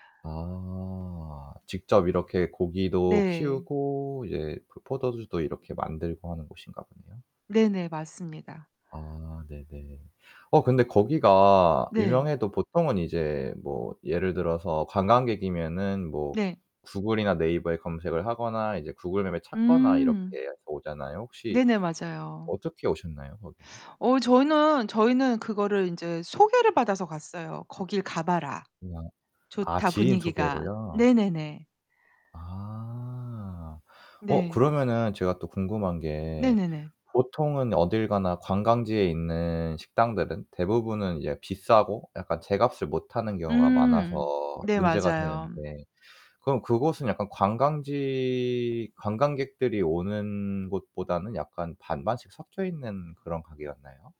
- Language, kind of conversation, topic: Korean, podcast, 가장 기억에 남는 여행지는 어디였나요?
- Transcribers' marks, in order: other background noise; distorted speech